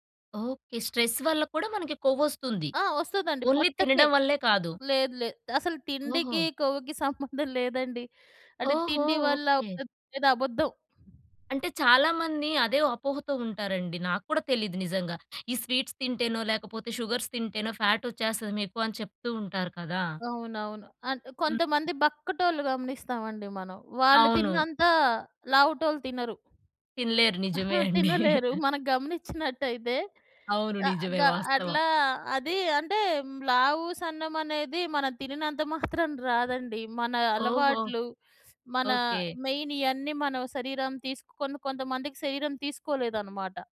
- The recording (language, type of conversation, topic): Telugu, podcast, కొత్త ఆరోగ్య అలవాటు మొదలుపెట్టే వారికి మీరు ఏమి చెప్పాలనుకుంటారు?
- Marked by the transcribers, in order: in English: "స్ట్రెస్"; in English: "ఓన్లీ"; laughing while speaking: "సంబంధం"; in English: "స్వీట్స్"; in English: "షుగర్స్"; in English: "ఫ్యాట్"; other background noise; chuckle; in English: "మెయిన్"